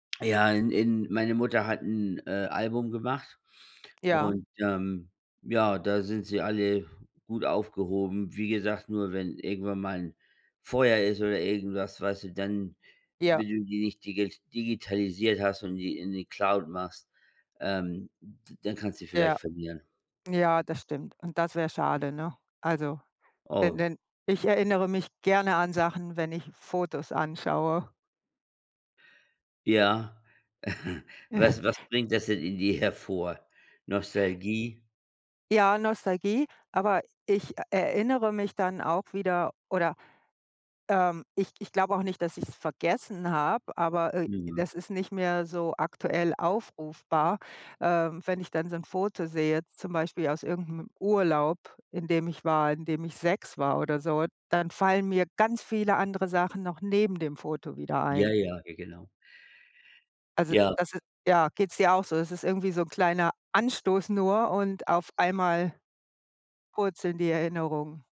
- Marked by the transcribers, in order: laugh; chuckle; stressed: "ganz"
- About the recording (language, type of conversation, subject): German, unstructured, Welche Rolle spielen Fotos in deinen Erinnerungen?